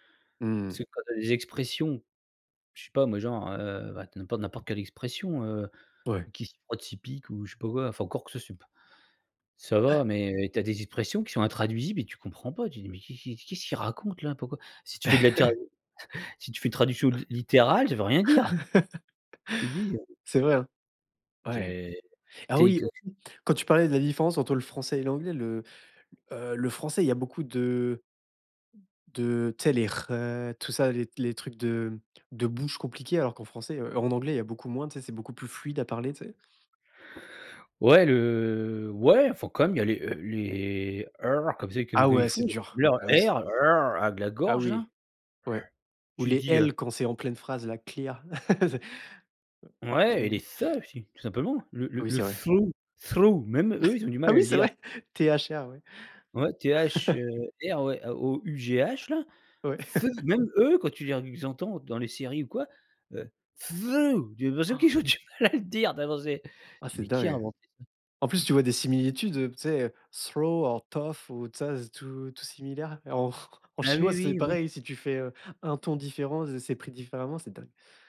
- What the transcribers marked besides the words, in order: chuckle; tapping; chuckle; other background noise; stressed: "fluide"; drawn out: "le"; other noise; grunt; in English: "clear"; laugh; put-on voice: "the"; put-on voice: "through through"; chuckle; chuckle; chuckle; put-on voice: "the"; laughing while speaking: "qu'ils ont du mal a"; gasp; put-on voice: "through or though"; chuckle
- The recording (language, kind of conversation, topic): French, podcast, Y a-t-il un mot intraduisible que tu aimes particulièrement ?